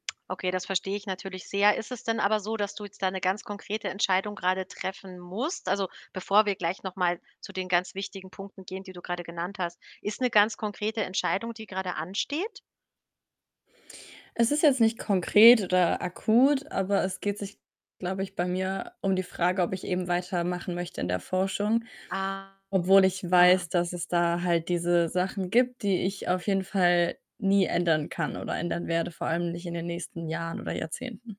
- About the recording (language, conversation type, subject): German, advice, Fällt es dir schwer, deine persönlichen Werte mit deinem Job in Einklang zu bringen?
- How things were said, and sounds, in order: stressed: "musst?"; distorted speech; other background noise